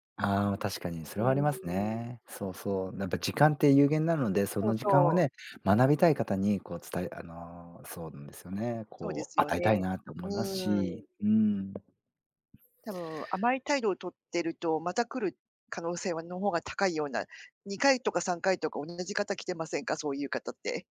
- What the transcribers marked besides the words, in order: tapping
- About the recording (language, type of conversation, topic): Japanese, advice, 職場で本音を言えず萎縮していることについて、どのように感じていますか？